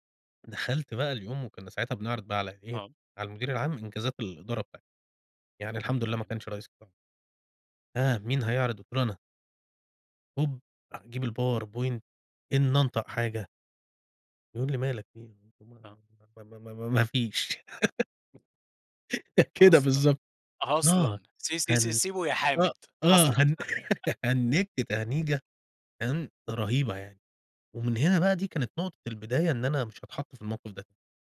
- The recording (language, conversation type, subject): Arabic, podcast, بتحس بالخوف لما تعرض شغلك قدّام ناس؟ بتتعامل مع ده إزاي؟
- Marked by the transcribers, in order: in English: "الpowerpoint"; laugh; tapping; laugh; laugh; in English: "هنجت تهنيجة"; laugh